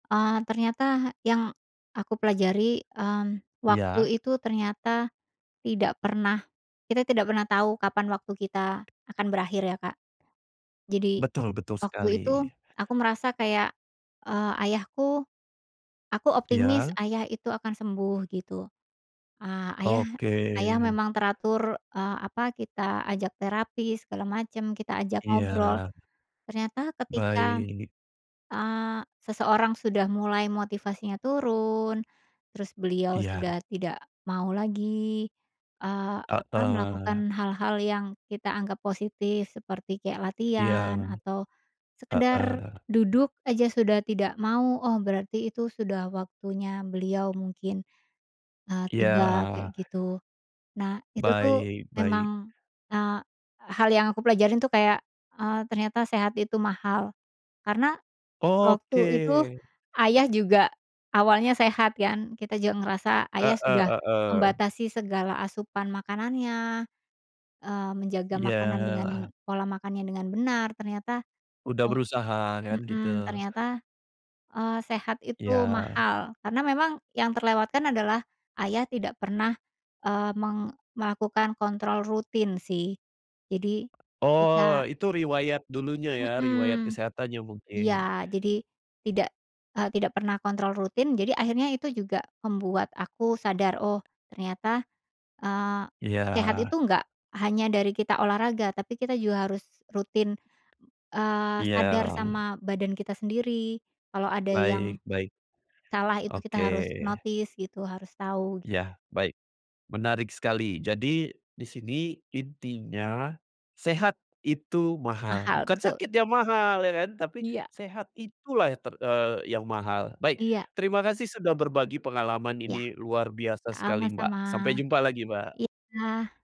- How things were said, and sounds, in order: tapping; other background noise; drawn out: "Oke"; in English: "notice"
- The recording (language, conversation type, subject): Indonesian, podcast, Pengalaman belajar informal apa yang paling mengubah hidupmu?